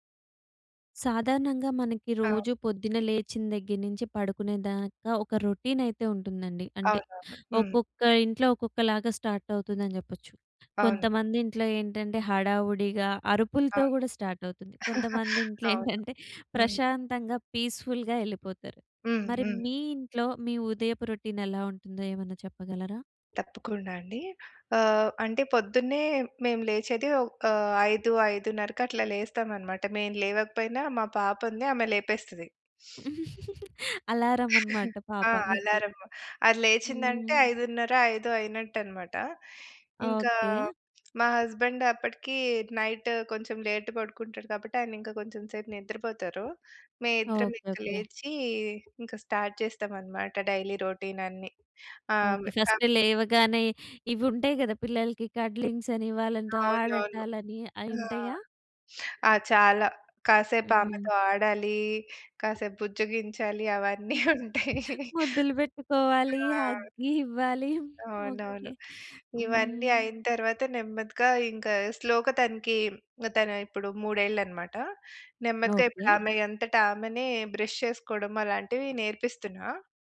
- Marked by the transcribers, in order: in English: "రొటీన్"; in English: "స్టార్ట్"; in English: "స్టార్ట్"; chuckle; in English: "పీస్‌ఫుల్‌గా"; in English: "రొటీన్"; giggle; sniff; chuckle; tapping; in English: "హస్బెండ్"; in English: "నైట్"; in English: "లేట్"; in English: "స్టార్ట్"; in English: "డైలీ రొటీన్"; in English: "ఫస్ట్"; unintelligible speech; in English: "కడ్లింగ్స్"; sniff; giggle; chuckle; other noise; in English: "హగ్"; in English: "స్లో‌గా"; in English: "బ్రష్"
- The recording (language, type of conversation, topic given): Telugu, podcast, మీ ఉదయపు దినచర్య ఎలా ఉంటుంది, సాధారణంగా ఏమేమి చేస్తారు?